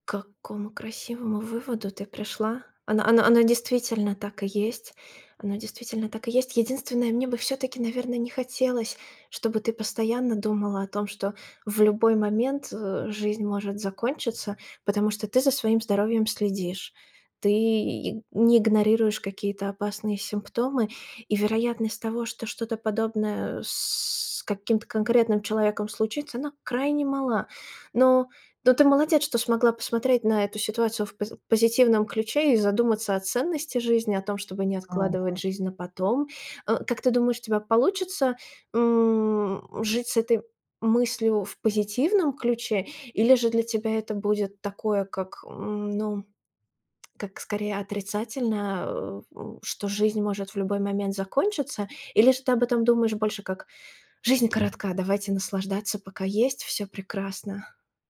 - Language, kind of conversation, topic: Russian, advice, Как вы справляетесь с навязчивыми переживаниями о своём здоровье, когда реальной угрозы нет?
- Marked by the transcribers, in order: other noise; other background noise